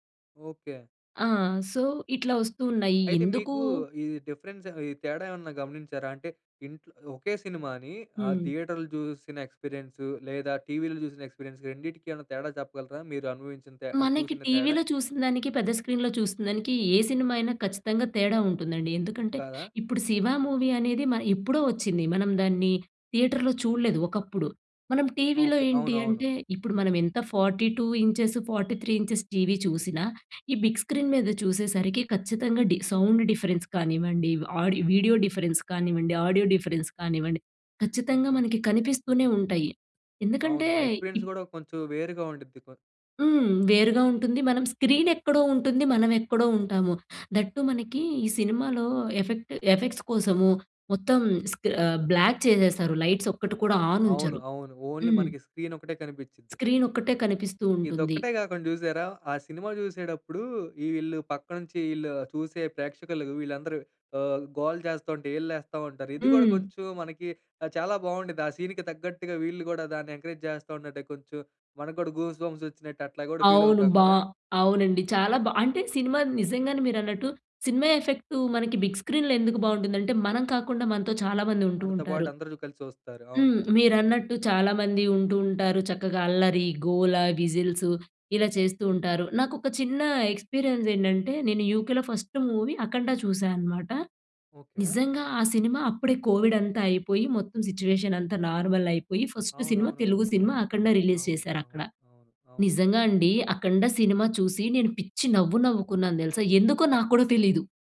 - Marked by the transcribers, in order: in English: "సో"; in English: "డిఫరెన్స్"; in English: "థియేటర్‌లో"; in English: "ఎక్స్‌పీరియన్స్‌కి"; in English: "స్క్రీన్‌లో"; in English: "మూవీ"; in English: "థియేటర్‌లో"; in English: "ఫార్టీ టూ ఇంచెస్, ఫార్టీ త్రీ ఇంచెస్"; in English: "బిగ్ స్క్రీన్"; in English: "సౌండ్ డిఫరెన్స్"; in English: "ఆడియో వీడియో డిఫరెన్స్"; in English: "ఆడియో డిఫరెన్స్"; in English: "ఎక్స్‌పీరియన్స్"; tapping; in English: "స్క్రీన్"; in English: "దట్ టు"; in English: "ఎఫెక్ట్ ఎఫెక్ట్స్"; in English: "బ్లాక్"; in English: "లైట్స్"; in English: "ఆన్"; in English: "ఓన్లీ"; in English: "స్క్రీన్"; in English: "స్క్రీన్"; in English: "సీన్‌కి"; in English: "ఎంకరేజ్"; in English: "గూస్‌బంప్స్"; in English: "ఫీల్"; in English: "బిగ్ స్క్రీన్‌లో"; in English: "ఎక్స్‌పీరియన్స్"; in English: "ఫస్ట్ మూవీ"; in English: "సిట్యుయేషన్"; in English: "నార్మల్"; in English: "ఫస్ట్"; in English: "రిలీజ్"
- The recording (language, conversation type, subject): Telugu, podcast, బిగ్ స్క్రీన్ vs చిన్న స్క్రీన్ అనుభవం గురించి నీ అభిప్రాయం ఏమిటి?